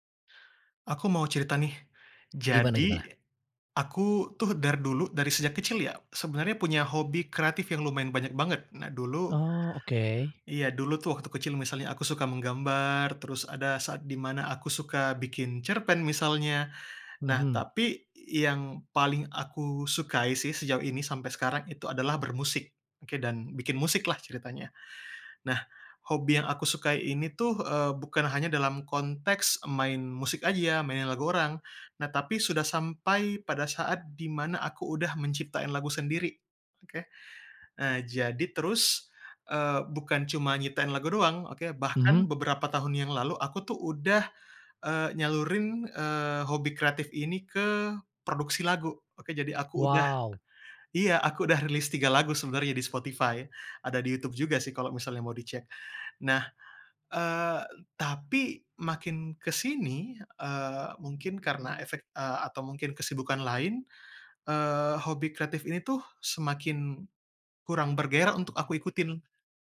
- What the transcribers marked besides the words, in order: tapping
- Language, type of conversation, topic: Indonesian, advice, Kapan kamu menyadari gairah terhadap hobi kreatifmu tiba-tiba hilang?